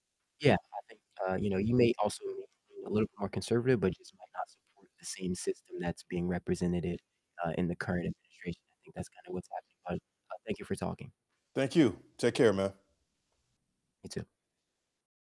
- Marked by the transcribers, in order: static; distorted speech; "represented" said as "representeded"
- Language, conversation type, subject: English, unstructured, How should leaders address corruption in government?